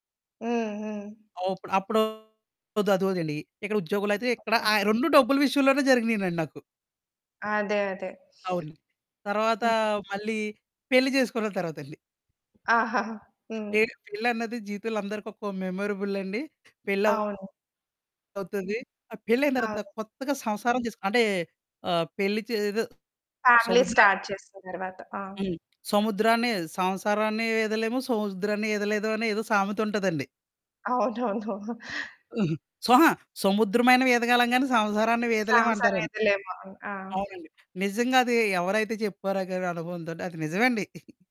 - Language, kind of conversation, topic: Telugu, podcast, మీరు తీసుకున్న తప్పు నిర్ణయాన్ని సరి చేసుకోవడానికి మీరు ముందుగా ఏ అడుగు వేస్తారు?
- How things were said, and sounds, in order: tapping; distorted speech; other background noise; static; in English: "ఫ్యామిలీ స్టార్ట్"; laughing while speaking: "అవునవును"; in English: "ఛాన్స్"; giggle